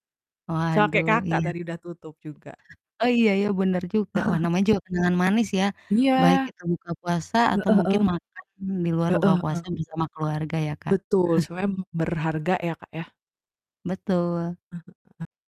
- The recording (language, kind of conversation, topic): Indonesian, unstructured, Apa kenangan manis Anda saat berbuka puasa atau makan bersama keluarga?
- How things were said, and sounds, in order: chuckle; tapping; distorted speech; chuckle